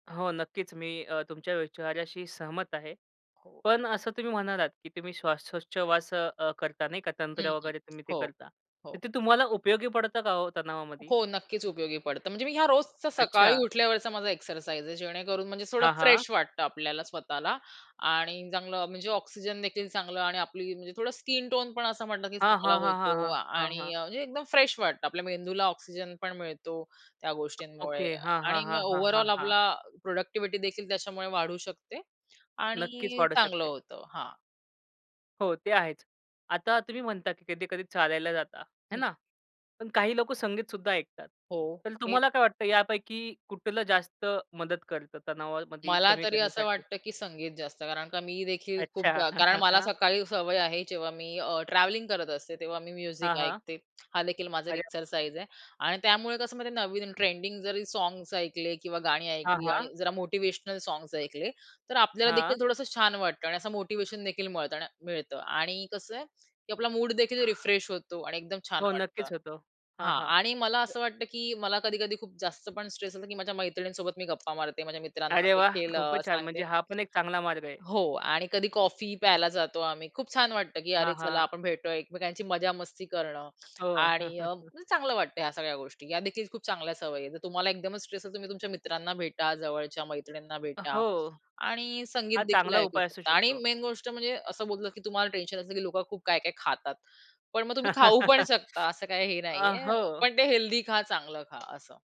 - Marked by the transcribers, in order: tapping; background speech; in English: "फ्रेश"; in English: "स्किन टोन"; in English: "फ्रेश"; other background noise; in English: "ओव्हरऑल"; in English: "प्रॉडक्टिव्हिटी"; chuckle; in English: "म्युझिक"; in English: "रिफ्रेश"; chuckle; in English: "मेन"; chuckle
- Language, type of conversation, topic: Marathi, podcast, तणाव कमी करण्यासाठी तुम्ही कोणते सोपे मार्ग वापरता?